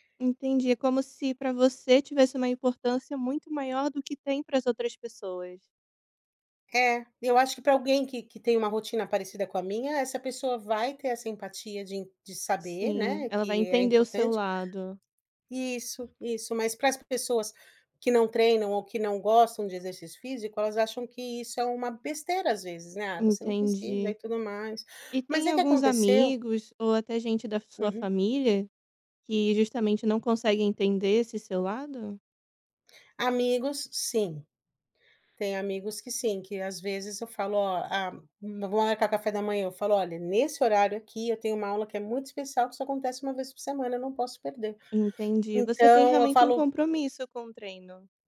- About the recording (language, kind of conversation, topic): Portuguese, advice, Como lidar com a culpa por priorizar os treinos em vez de passar tempo com a família ou amigos?
- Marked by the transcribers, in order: other background noise